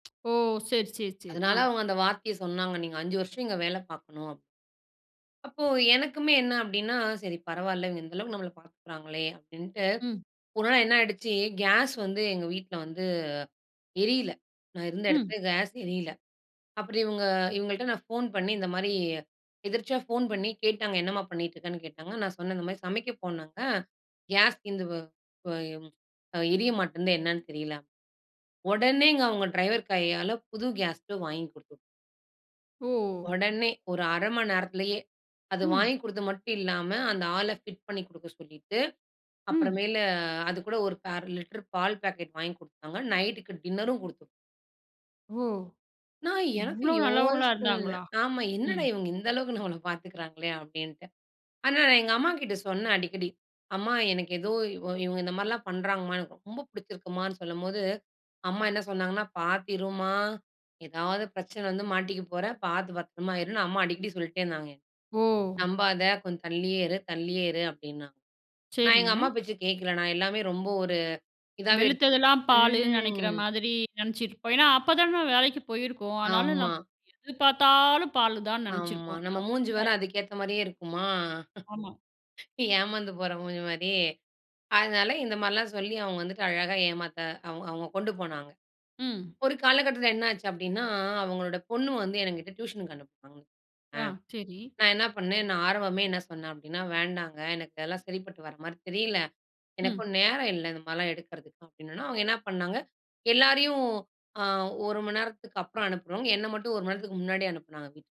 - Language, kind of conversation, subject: Tamil, podcast, உண்மையைச் சொல்லி நீங்கள் மறக்க முடியாத எந்த ஒரு சம்பவத்தைப் பகிர முடியுமா?
- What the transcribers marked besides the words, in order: other noise; in English: "ஃபிட்"; in English: "நைட்டுக்கு டின்னரும்"; drawn out: "யோசனல்ல"; laughing while speaking: "அளவுக்கு நம்மள பாத்துகிறாங்களே அப்டின்டு"; tapping; drawn out: "ம்"; laughing while speaking: "ஏமாந்து போற மூஞ்சி மாரி"; "ஆரம்பமே" said as "ஆர்வமே"